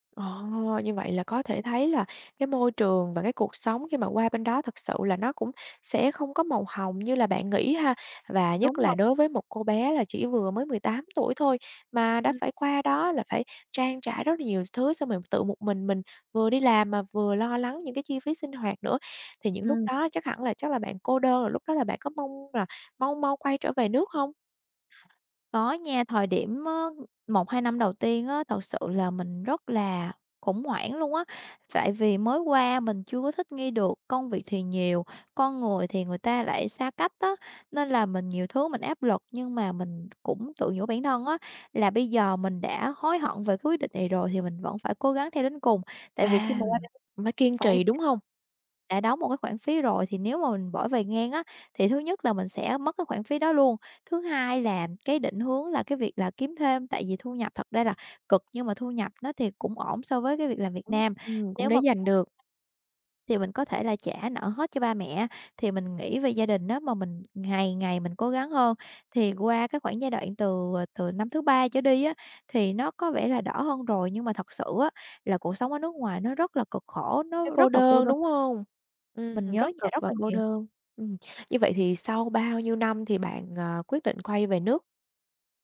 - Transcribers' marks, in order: other background noise; unintelligible speech
- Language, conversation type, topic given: Vietnamese, podcast, Bạn có thể kể về quyết định nào khiến bạn hối tiếc nhất không?